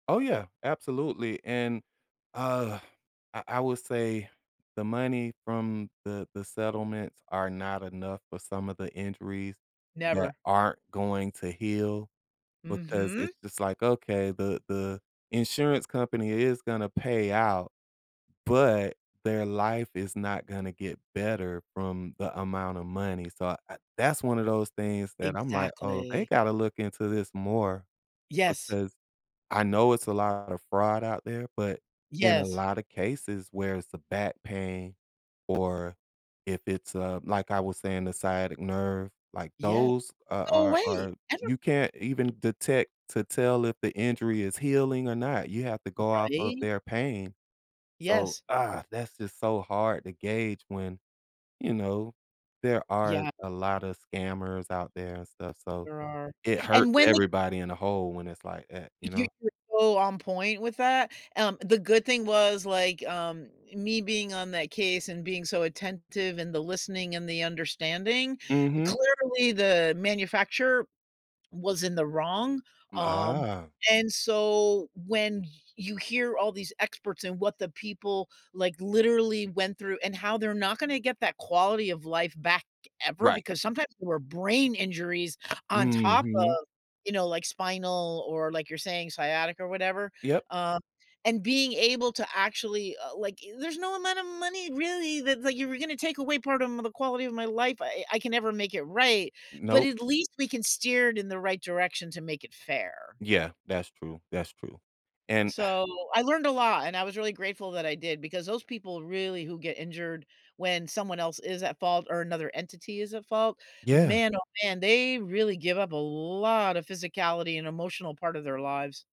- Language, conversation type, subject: English, unstructured, What small habits help me feel grounded during hectic times?
- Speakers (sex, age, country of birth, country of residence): female, 65-69, United States, United States; male, 45-49, United States, United States
- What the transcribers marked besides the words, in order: stressed: "but"; other background noise; groan; scoff; stressed: "lot"